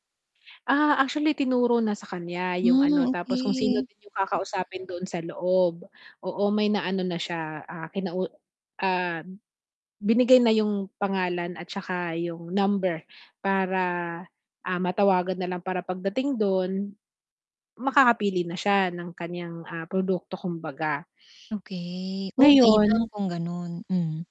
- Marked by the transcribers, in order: static; other background noise
- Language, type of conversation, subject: Filipino, advice, Paano ko sisimulan ang pagpupondo at pamamahala ng limitadong kapital?
- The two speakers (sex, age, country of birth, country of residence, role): female, 40-44, Philippines, Philippines, user; female, 55-59, Philippines, Philippines, advisor